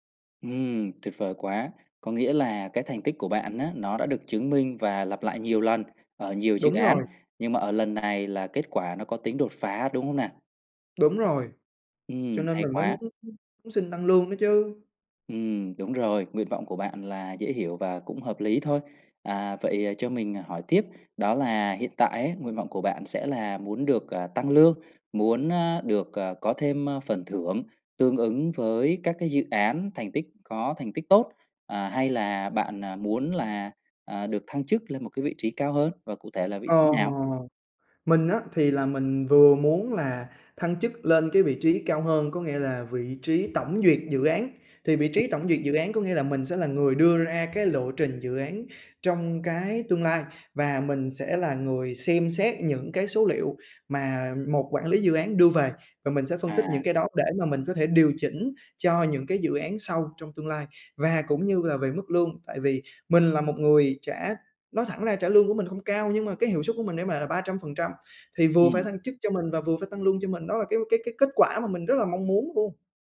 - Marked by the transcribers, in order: tapping; other background noise; background speech
- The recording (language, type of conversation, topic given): Vietnamese, advice, Làm thế nào để xin tăng lương hoặc thăng chức với sếp?